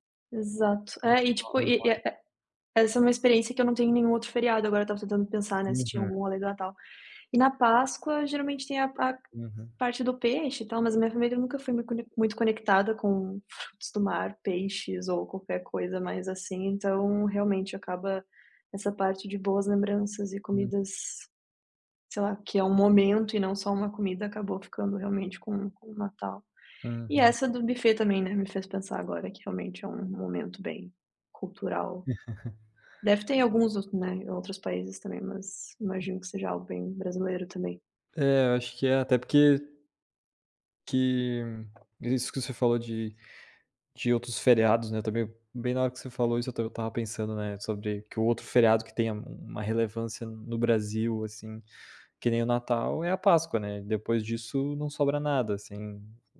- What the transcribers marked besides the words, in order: other background noise; tapping; chuckle
- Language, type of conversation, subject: Portuguese, unstructured, Qual comida típica da sua cultura traz boas lembranças para você?
- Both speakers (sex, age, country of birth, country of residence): female, 25-29, Brazil, Italy; male, 25-29, Brazil, Italy